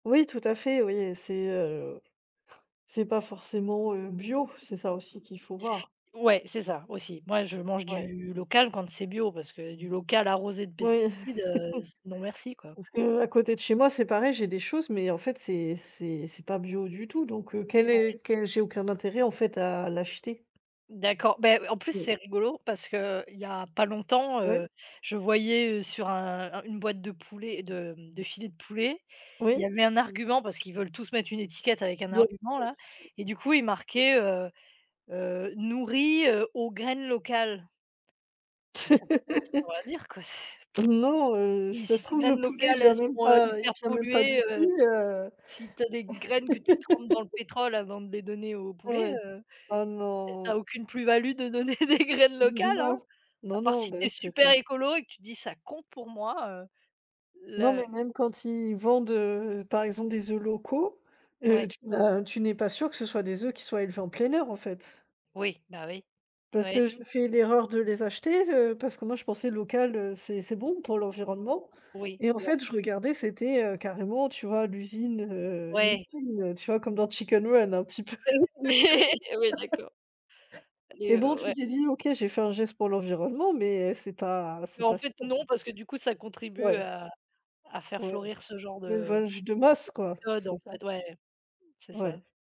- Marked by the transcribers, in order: blowing; chuckle; tapping; unintelligible speech; laugh; lip trill; other background noise; laugh; laughing while speaking: "donner des graines locales"; unintelligible speech; unintelligible speech; laugh
- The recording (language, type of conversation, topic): French, unstructured, Quels sont les bienfaits d’une alimentation locale pour notre santé et notre environnement ?